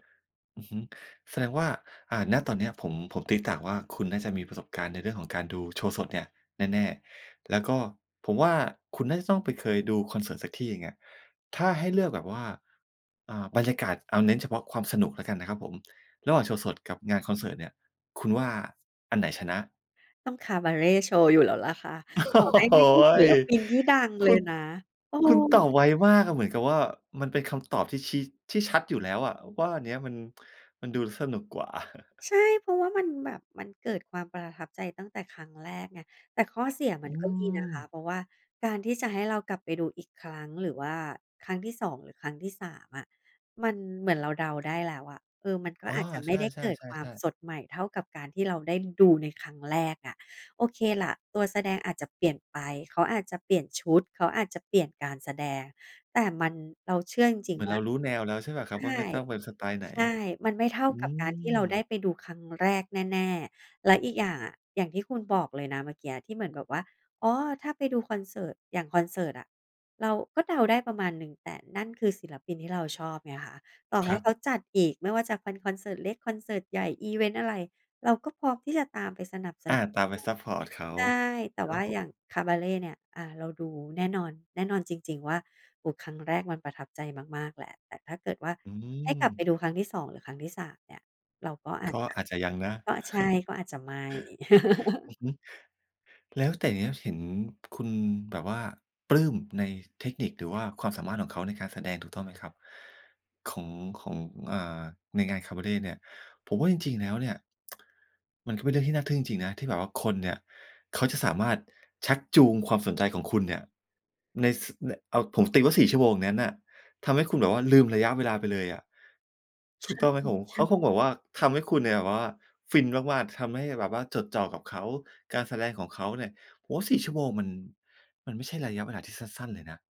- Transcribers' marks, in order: laughing while speaking: "โอ้โฮ"; chuckle; unintelligible speech; chuckle; tsk
- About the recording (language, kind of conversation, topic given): Thai, podcast, ความทรงจำครั้งแรกของคุณจากการไปดูการแสดงสดเป็นยังไงบ้าง?